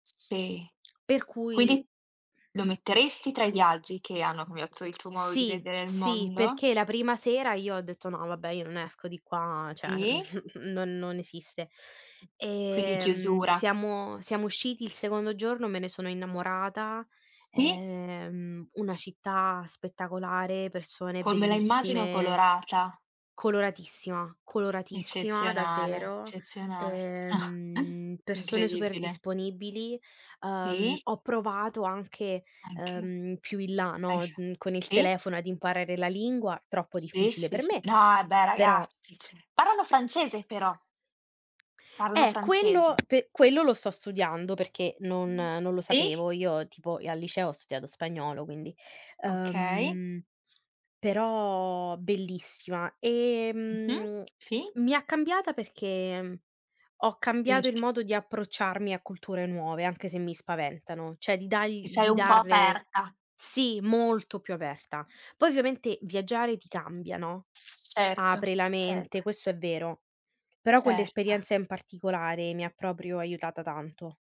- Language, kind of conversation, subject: Italian, unstructured, Qual è il viaggio che ti ha cambiato il modo di vedere il mondo?
- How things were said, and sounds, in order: other background noise; "cioè" said as "ceh"; chuckle; drawn out: "Ehm"; drawn out: "ehm"; "eccezionale" said as "cezionale"; chuckle; unintelligible speech; "cioè" said as "ceh"; tapping; drawn out: "uhm"; drawn out: "Ehm"; "cioè" said as "ceh"